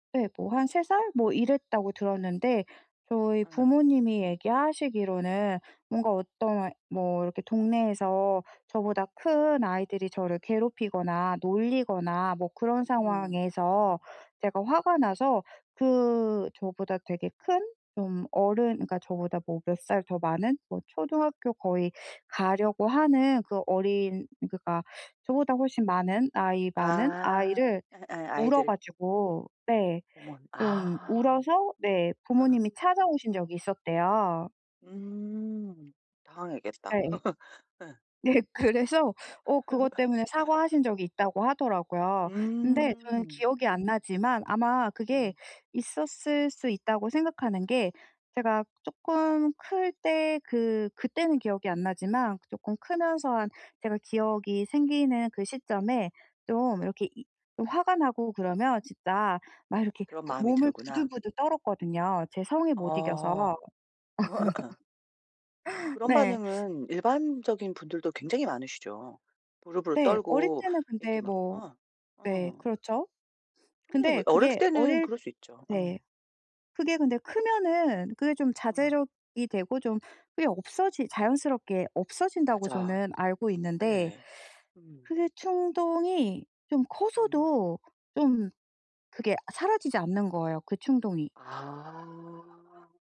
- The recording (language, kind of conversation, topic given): Korean, advice, 충동과 갈망을 더 잘 알아차리려면 어떻게 해야 할까요?
- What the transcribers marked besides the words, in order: other background noise; tapping; laugh; laughing while speaking: "네. 그래서"; laugh; laugh